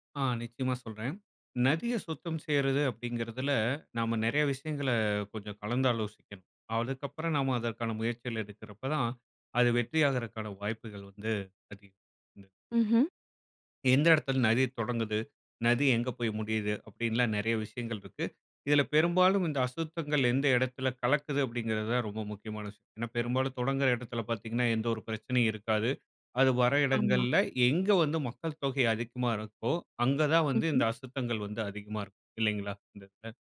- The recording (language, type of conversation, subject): Tamil, podcast, ஒரு நதியை ஒரே நாளில் எப்படிச் சுத்தம் செய்யத் தொடங்கலாம்?
- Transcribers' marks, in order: none